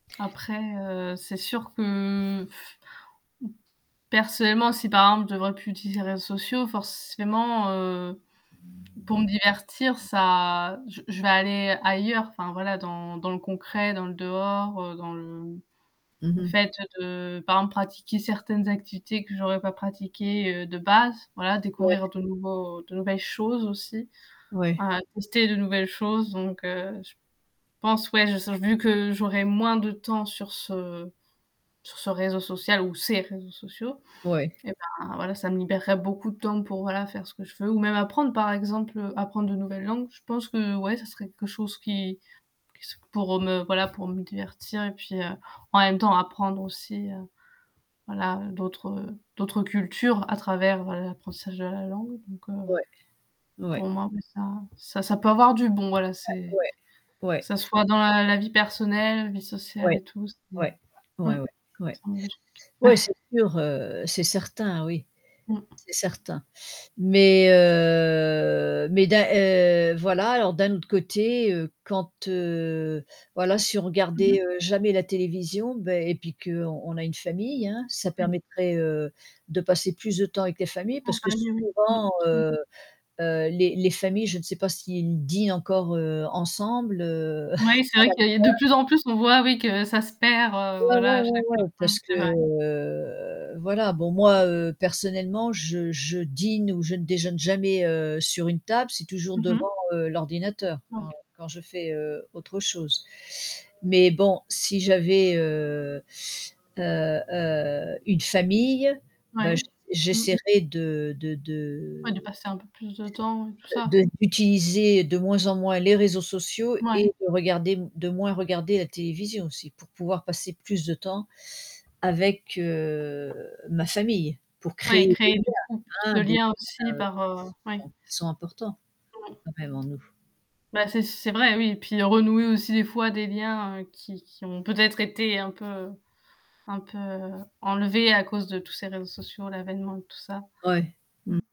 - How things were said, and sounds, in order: static; other background noise; distorted speech; unintelligible speech; tapping; unintelligible speech; chuckle; drawn out: "heu"; unintelligible speech; laugh; unintelligible speech; unintelligible speech; other street noise
- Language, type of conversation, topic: French, unstructured, Préféreriez-vous ne plus jamais utiliser les réseaux sociaux ou ne plus jamais regarder la télévision ?